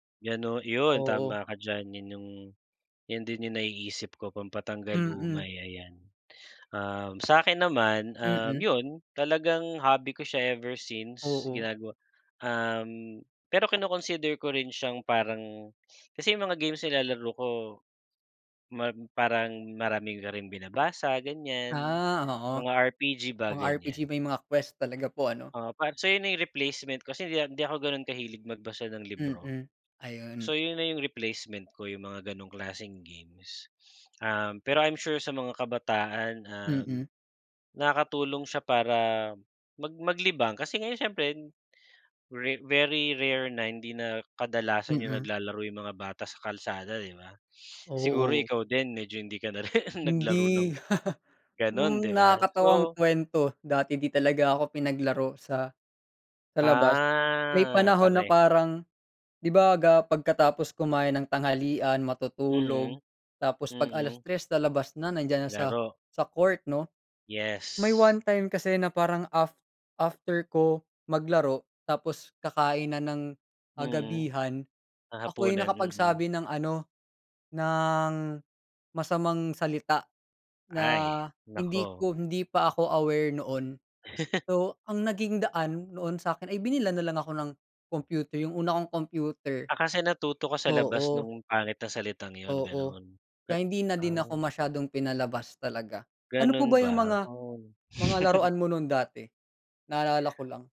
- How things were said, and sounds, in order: tapping; laugh; snort
- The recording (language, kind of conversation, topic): Filipino, unstructured, Paano ginagamit ng mga kabataan ang larong bidyo bilang libangan sa kanilang oras ng pahinga?